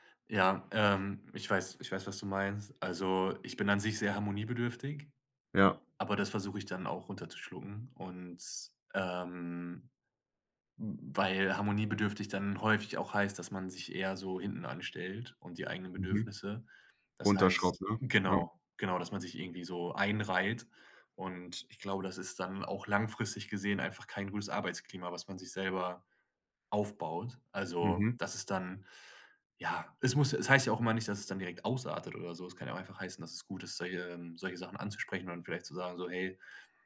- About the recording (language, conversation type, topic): German, podcast, Wann sagst du bewusst nein, und warum?
- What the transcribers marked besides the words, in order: none